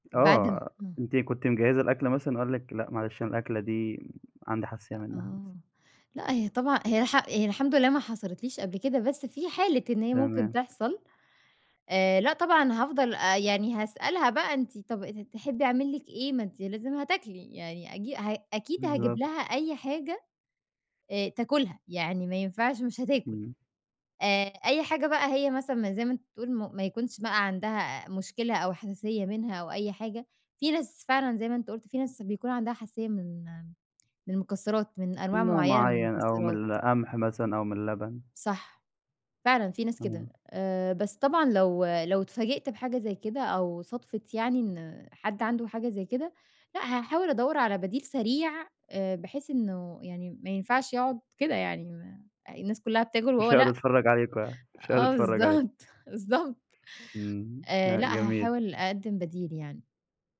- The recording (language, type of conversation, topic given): Arabic, podcast, لو هتعمل عزومة بسيطة، هتقدّم إيه؟
- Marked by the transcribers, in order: laughing while speaking: "آه بالضبط، بالضبط"